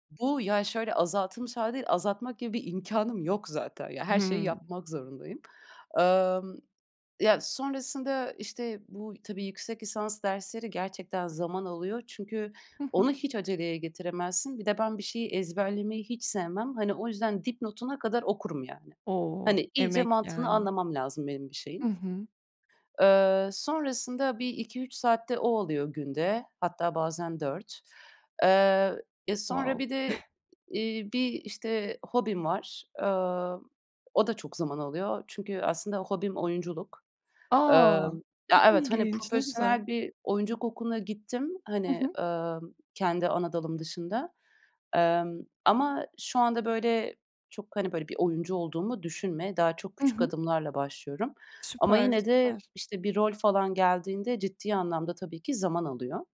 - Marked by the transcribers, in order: drawn out: "O!"; in English: "Wow!"; chuckle; drawn out: "A!"
- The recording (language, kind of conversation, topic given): Turkish, podcast, Zamanınızı daha iyi yönetmek için neler yaparsınız?